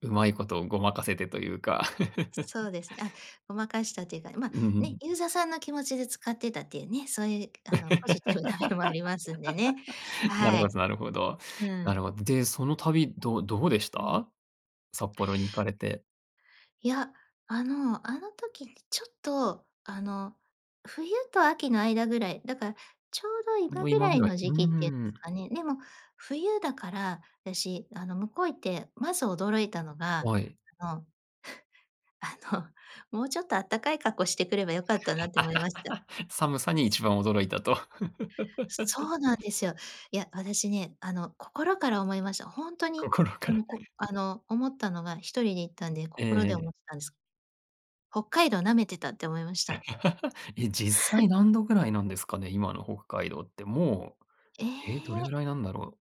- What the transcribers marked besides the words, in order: laugh; laugh; chuckle; laugh; laugh; laugh
- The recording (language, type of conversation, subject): Japanese, podcast, 衝動的に出かけた旅で、一番驚いたことは何でしたか？